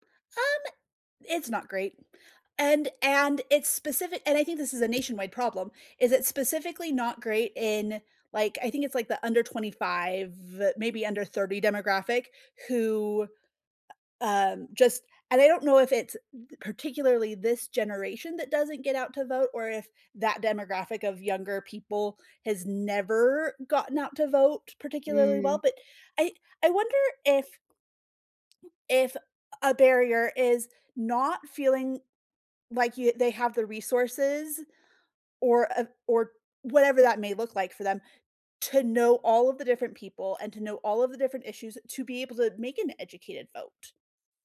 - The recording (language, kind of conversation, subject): English, unstructured, How important is voting in your opinion?
- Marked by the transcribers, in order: tapping